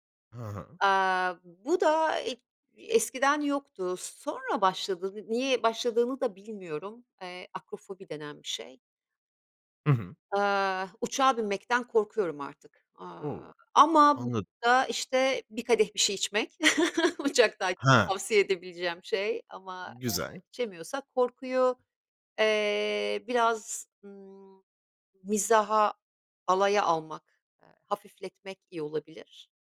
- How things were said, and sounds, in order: chuckle
- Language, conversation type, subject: Turkish, podcast, Korkularınla yüzleşirken hangi adımları atarsın?